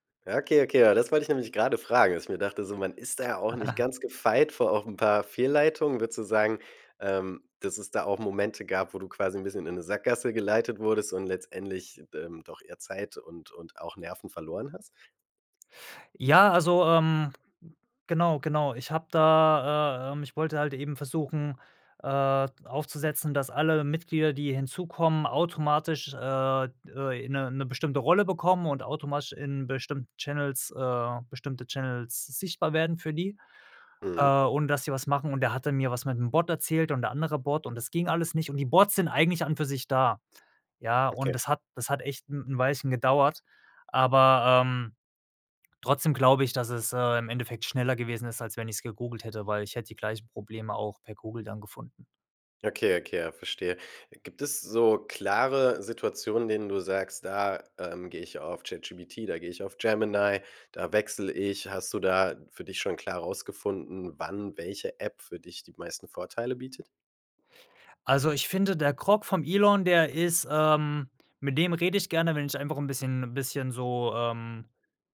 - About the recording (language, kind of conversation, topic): German, podcast, Welche Apps machen dich im Alltag wirklich produktiv?
- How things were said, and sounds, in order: chuckle; other background noise; in English: "Channels"; in English: "Channels"